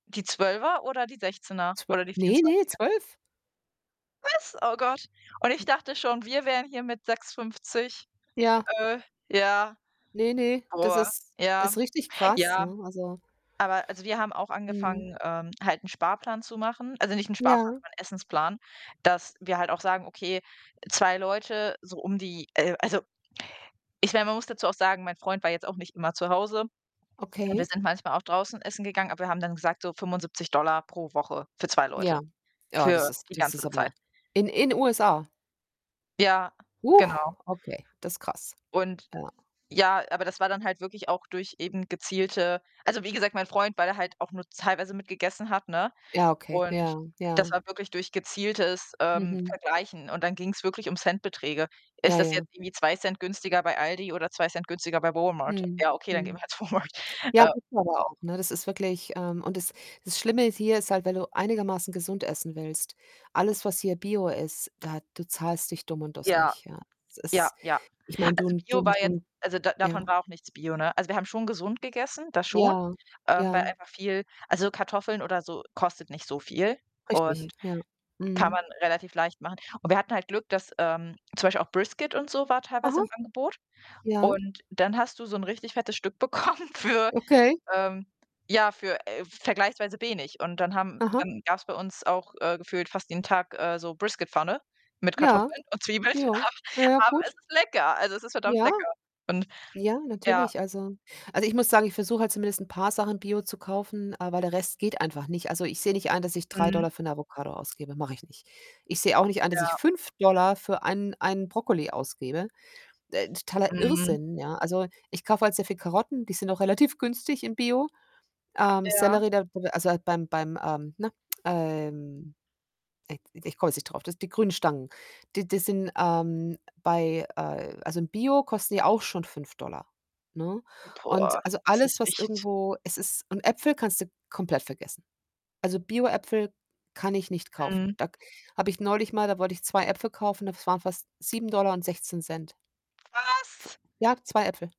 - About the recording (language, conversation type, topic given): German, unstructured, Wie sparst du im Alltag am liebsten Geld?
- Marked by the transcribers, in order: surprised: "Was?"; mechanical hum; unintelligible speech; other background noise; surprised: "Huch"; distorted speech; laughing while speaking: "Walmart"; unintelligible speech; laughing while speaking: "bekommen"; laughing while speaking: "Zwiebeln"; tongue click; surprised: "Was?"